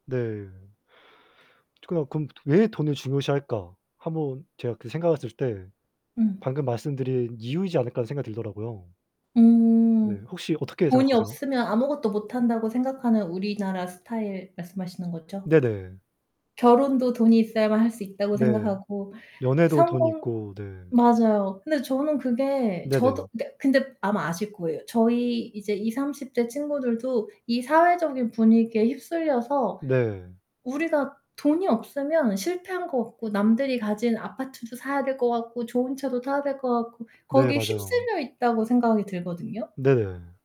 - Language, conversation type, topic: Korean, unstructured, 요즘 사람들이 가장 걱정하는 사회 문제는 무엇일까요?
- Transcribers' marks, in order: tapping; static; other background noise